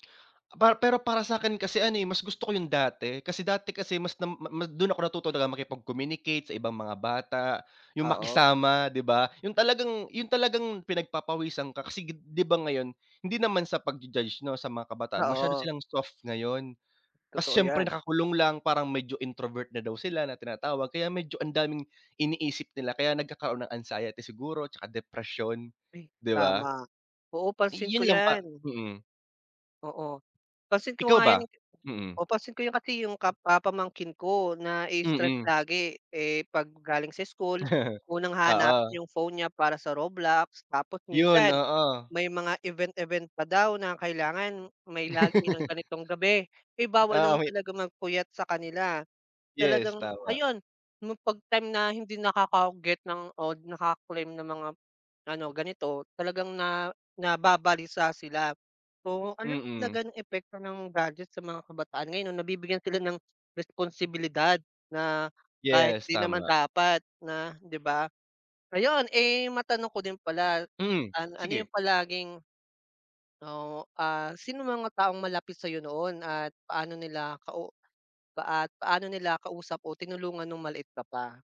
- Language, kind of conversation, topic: Filipino, unstructured, Ano ang pinakaunang alaala mo noong bata ka pa?
- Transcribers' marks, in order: in English: "introvert"; in English: "anxiety"; chuckle; unintelligible speech